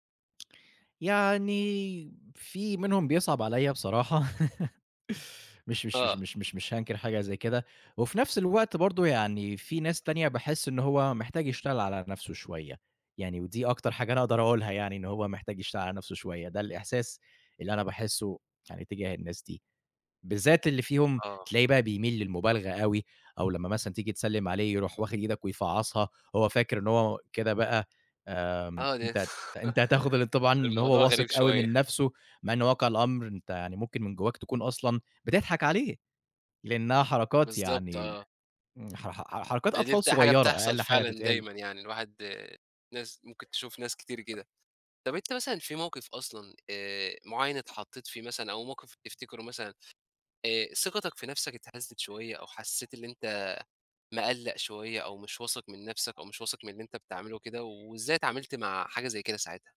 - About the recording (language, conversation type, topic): Arabic, podcast, إزاي تبني ثقتك في نفسك واحدة واحدة؟
- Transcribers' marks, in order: tapping; chuckle; chuckle